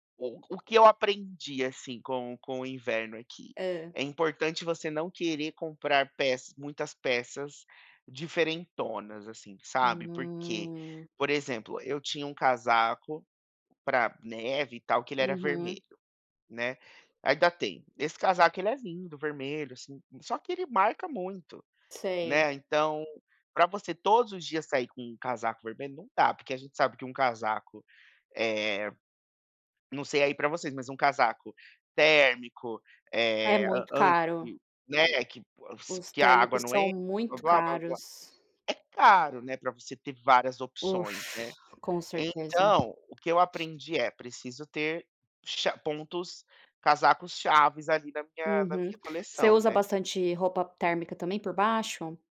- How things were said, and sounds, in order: other noise; tapping; unintelligible speech
- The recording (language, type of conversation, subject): Portuguese, unstructured, Como você descreveria seu estilo pessoal?